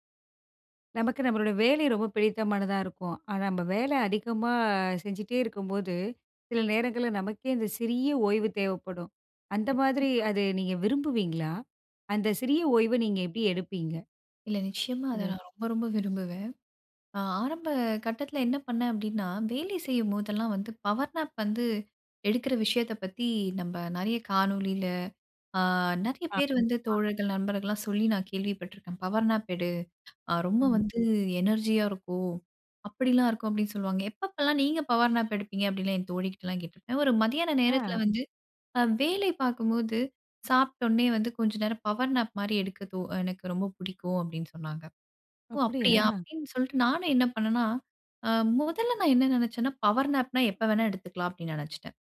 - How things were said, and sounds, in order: background speech; in English: "பவர் நாப்"; in English: "பவர் நாப்"; in English: "எனர்ஜியா"; in English: "பவர் நாப்"; in English: "பவர் நாப்"; in English: "பவர் நாப்ன்னா"
- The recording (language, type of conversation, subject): Tamil, podcast, சிறிய ஓய்வுத் தூக்கம் (பவர் நாப்) எடுக்க நீங்கள் எந்த முறையைப் பின்பற்றுகிறீர்கள்?